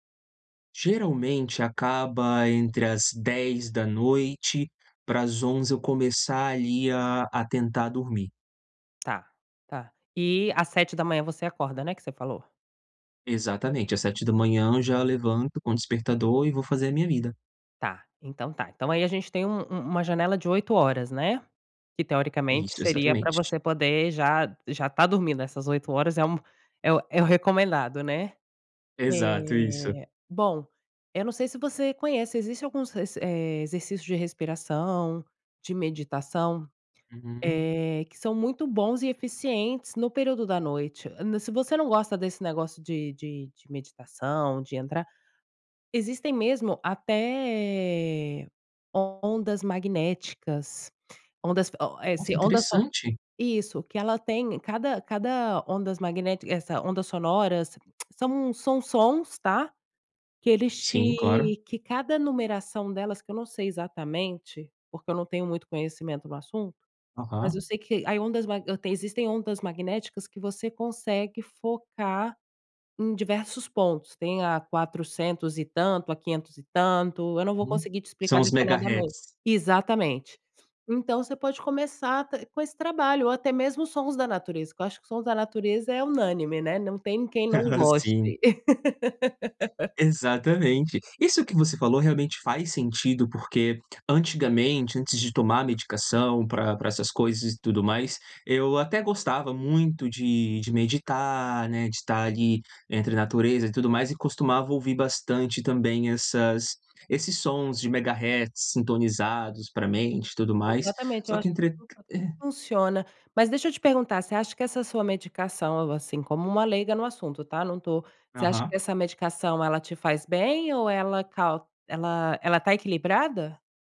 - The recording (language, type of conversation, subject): Portuguese, advice, Como posso recuperar a calma depois de ficar muito ansioso?
- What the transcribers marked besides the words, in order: tongue click; laugh; tapping; laugh; unintelligible speech